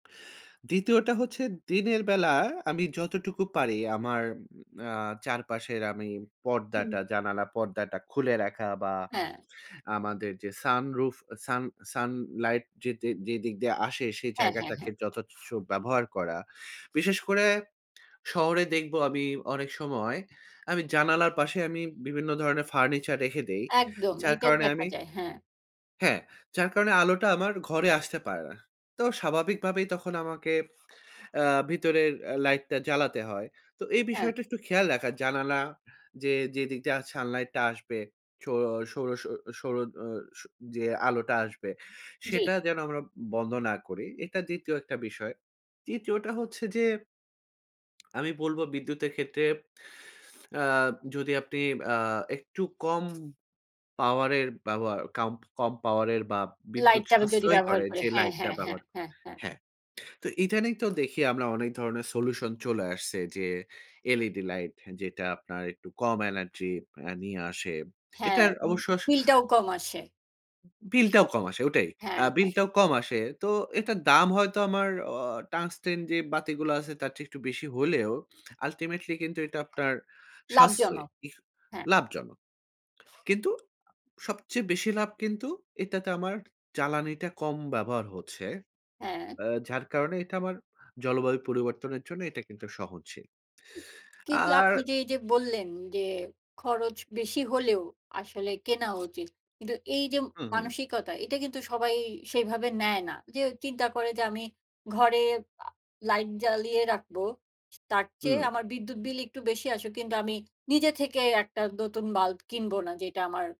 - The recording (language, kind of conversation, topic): Bengali, podcast, বিদ্যুৎ ও পানি কীভাবে সাশ্রয় করা যায়?
- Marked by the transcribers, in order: tapping; other background noise; "সা" said as "ছানলাইট"; lip smack; snort; lip smack; in English: "আল্টিমেটলি"; stressed: "লাভজনক"